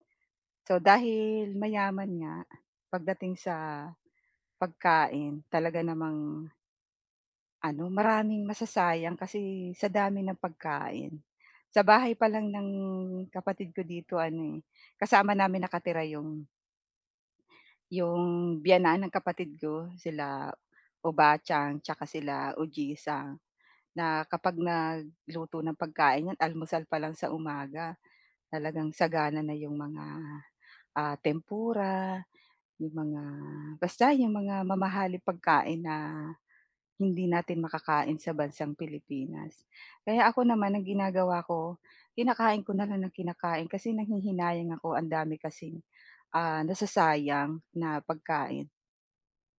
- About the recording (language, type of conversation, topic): Filipino, advice, Paano ko haharapin ang presyur ng ibang tao tungkol sa pagkain?
- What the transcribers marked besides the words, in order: none